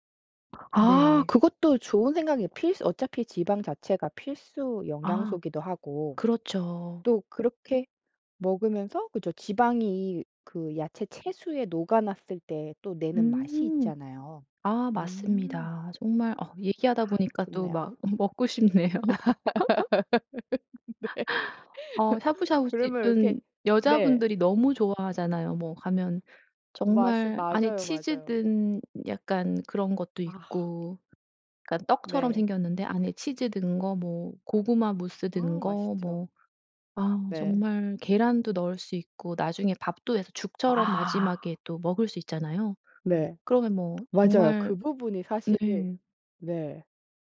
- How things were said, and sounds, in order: laugh; laughing while speaking: "싶네요"; laughing while speaking: "네"; laugh; other background noise; laugh; tapping
- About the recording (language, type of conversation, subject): Korean, podcast, 외식할 때 건강하게 메뉴를 고르는 방법은 무엇인가요?